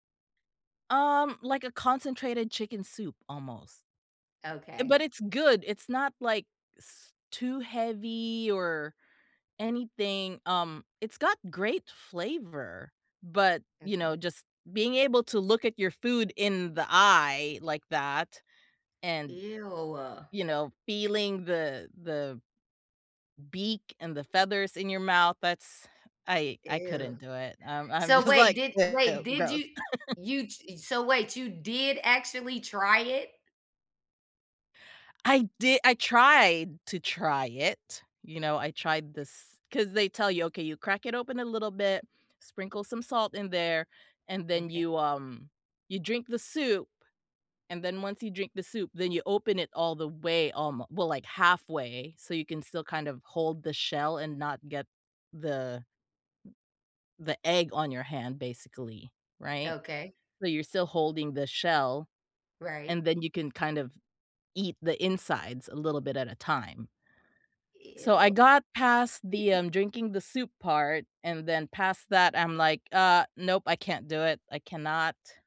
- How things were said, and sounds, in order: disgusted: "Ew"; laughing while speaking: "I'm just"; laugh; other background noise; chuckle
- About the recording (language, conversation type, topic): English, unstructured, What is the strangest food you have tried while traveling?
- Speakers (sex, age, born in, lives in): female, 35-39, United States, United States; female, 40-44, Philippines, United States